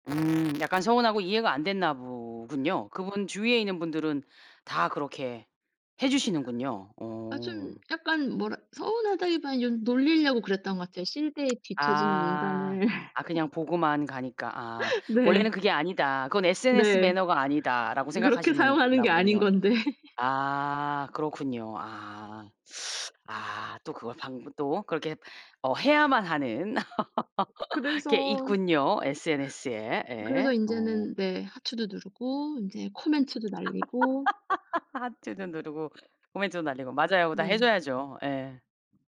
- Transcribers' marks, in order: other background noise; "서운하다기보다는" said as "서운하다기발윤"; tsk; laugh; laughing while speaking: "그렇게 사용하는 게 아닌 건데"; laugh; teeth sucking; laugh; laugh
- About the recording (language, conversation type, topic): Korean, podcast, SNS는 사람들 간의 연결에 어떤 영향을 준다고 보시나요?